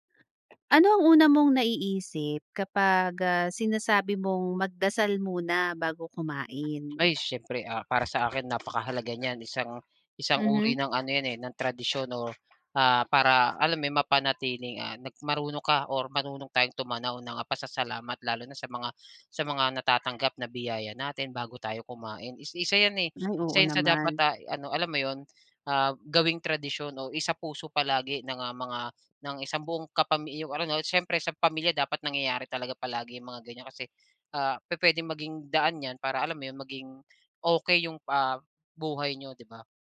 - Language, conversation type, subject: Filipino, podcast, Ano ang kahalagahan sa inyo ng pagdarasal bago kumain?
- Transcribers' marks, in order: other background noise